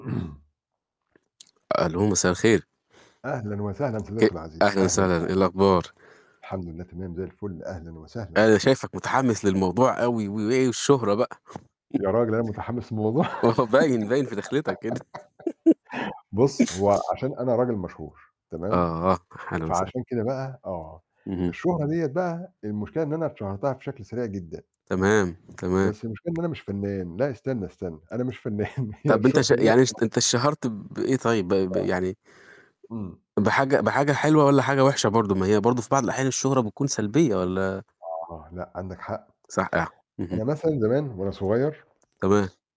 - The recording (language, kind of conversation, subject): Arabic, unstructured, هل الشهرة السريعة بتأثر على الفنانين بشكل سلبي؟
- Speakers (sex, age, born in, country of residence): male, 30-34, Egypt, Portugal; male, 40-44, Egypt, Portugal
- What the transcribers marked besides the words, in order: throat clearing; tapping; chuckle; laughing while speaking: "ما هو باين، باين في دخلتك كده"; laughing while speaking: "للموضوع؟"; laugh; static; laughing while speaking: "أنا مش فنان، هي الشهرة ديّة"; unintelligible speech